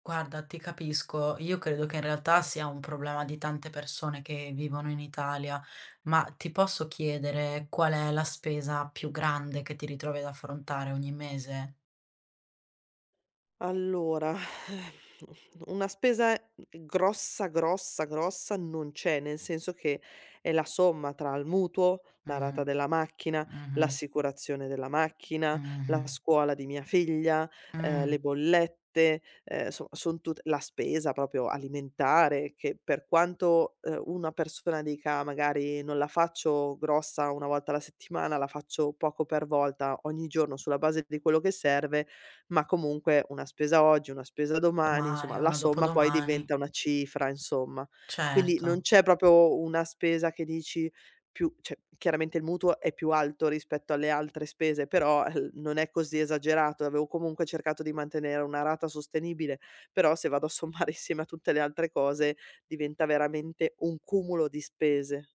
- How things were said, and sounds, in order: tapping; exhale; "proprio" said as "propio"; other background noise; "proprio" said as "propo"; "cioè" said as "ceh"; "avevo" said as "aveo"; laughing while speaking: "sommare"; "insieme" said as "issieme"
- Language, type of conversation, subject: Italian, advice, Che cosa significa vivere di stipendio in stipendio senza risparmi?